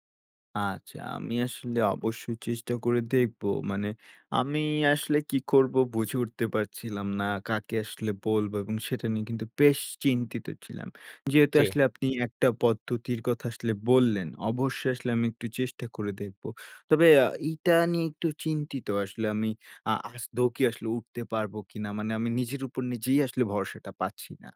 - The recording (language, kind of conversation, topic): Bengali, advice, ক্রেডিট কার্ডের দেনা কেন বাড়ছে?
- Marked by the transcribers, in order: "আদৌ" said as "আসধোকি"